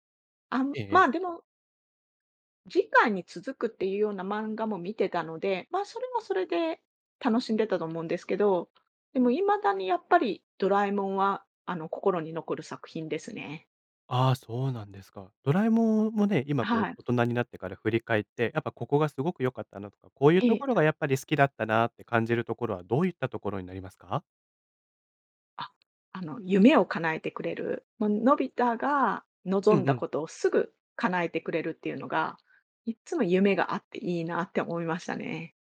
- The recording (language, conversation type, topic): Japanese, podcast, 漫画で心に残っている作品はどれですか？
- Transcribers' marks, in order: other noise